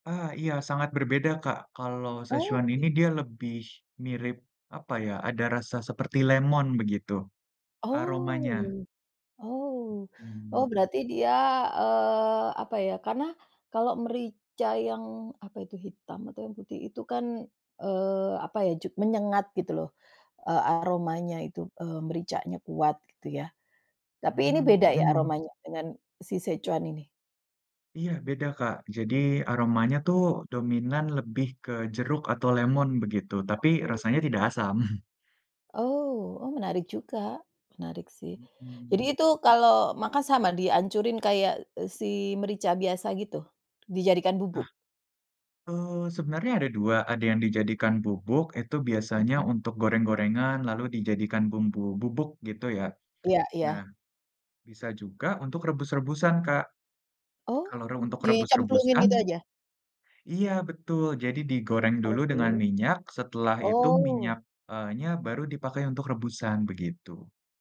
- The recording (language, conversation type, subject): Indonesian, unstructured, Masakan dari negara mana yang ingin Anda kuasai?
- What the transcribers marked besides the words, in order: chuckle